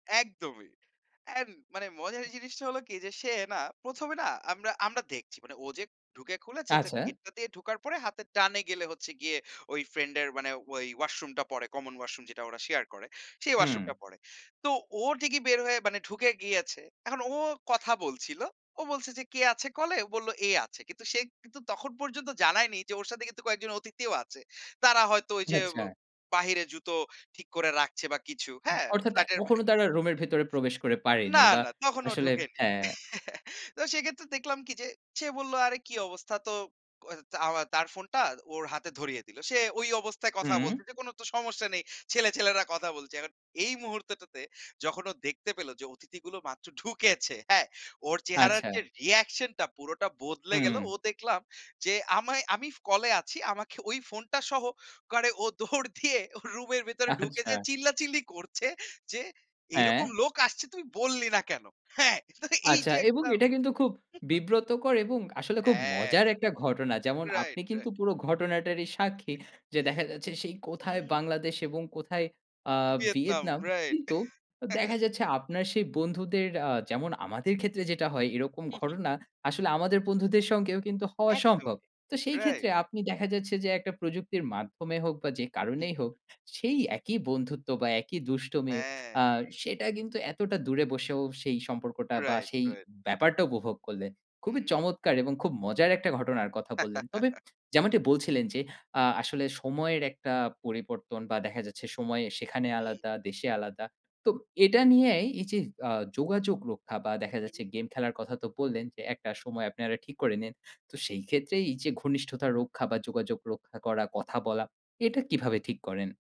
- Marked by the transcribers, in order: chuckle; chuckle; unintelligible speech; in English: "reaction"; laughing while speaking: "দৌড় দিয়ে ও রুমের ভেতরে … এই যে একটা"; chuckle; laughing while speaking: "আচ্ছা"; chuckle; chuckle; chuckle; giggle
- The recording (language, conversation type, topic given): Bengali, podcast, কোন বিদেশি বন্ধুকে আপনি আজও কাছের মানুষ হিসেবে ধরে রেখেছেন, এবং কেন?